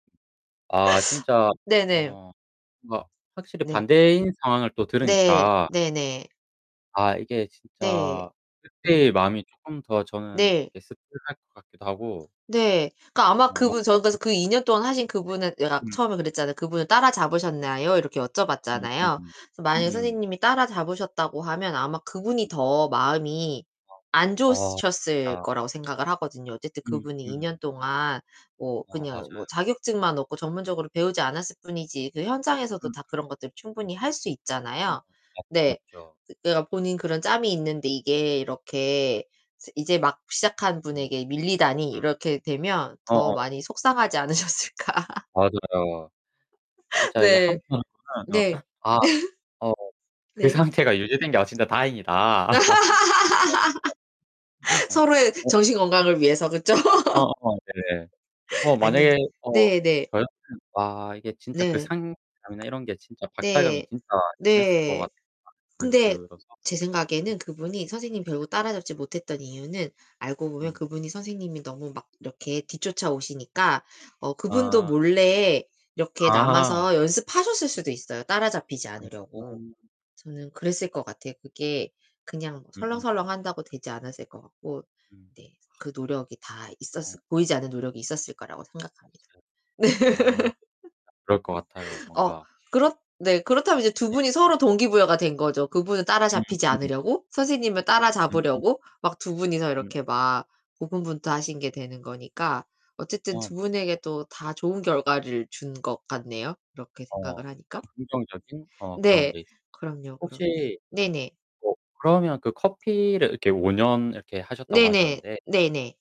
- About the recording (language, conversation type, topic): Korean, unstructured, 취미를 하면서 질투나 시기심을 느낀 적이 있나요?
- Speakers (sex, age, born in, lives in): female, 35-39, South Korea, United States; male, 25-29, South Korea, South Korea
- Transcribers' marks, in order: other background noise; distorted speech; unintelligible speech; unintelligible speech; unintelligible speech; laughing while speaking: "않으셨을까"; unintelligible speech; laugh; laugh; unintelligible speech; laugh; laughing while speaking: "아"; unintelligible speech; unintelligible speech; laughing while speaking: "네"; laugh; background speech; tapping